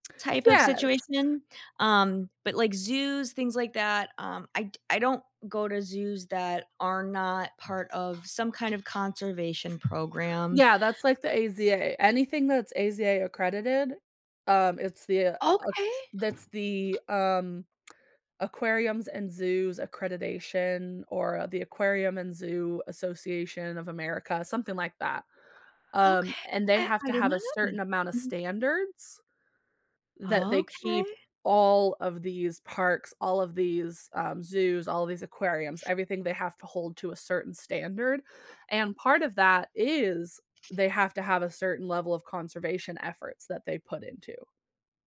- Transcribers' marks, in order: other background noise
- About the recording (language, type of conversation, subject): English, unstructured, What motivates people to stand up for animals in difficult situations?
- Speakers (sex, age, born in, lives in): female, 30-34, United States, United States; female, 30-34, United States, United States